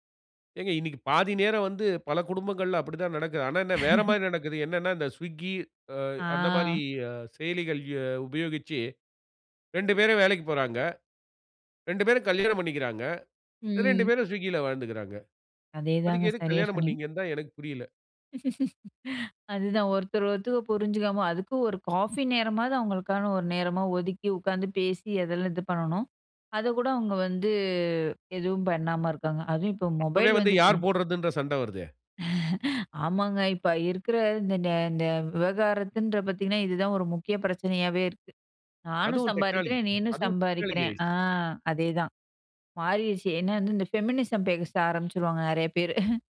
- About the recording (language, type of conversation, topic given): Tamil, podcast, காலை நேர நடைமுறையில் தொழில்நுட்பம் எவ்வளவு இடம் பெறுகிறது?
- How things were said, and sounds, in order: laugh; drawn out: "ஆ"; laugh; other noise; laugh; in English: "டெக்னாலஜி"; "சம்பாதிக்கிற" said as "சம்பாதிக்கிறேன்"; in English: "டெக்னாலஜி"; in English: "ஃபெமினிசம்"; laugh